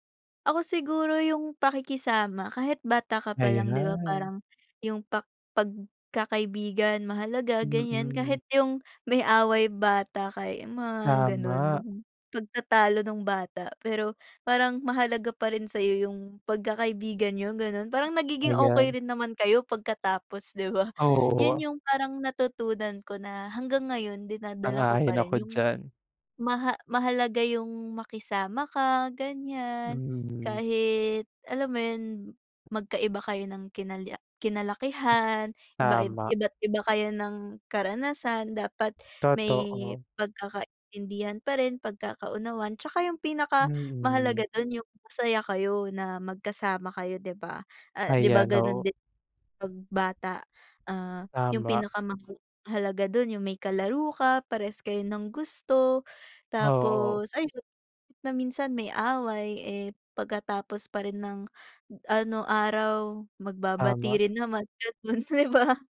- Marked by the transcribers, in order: other background noise; laughing while speaking: "gano'n 'di ba?"
- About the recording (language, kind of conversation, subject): Filipino, unstructured, Ano ang paborito mong laro noong kabataan mo?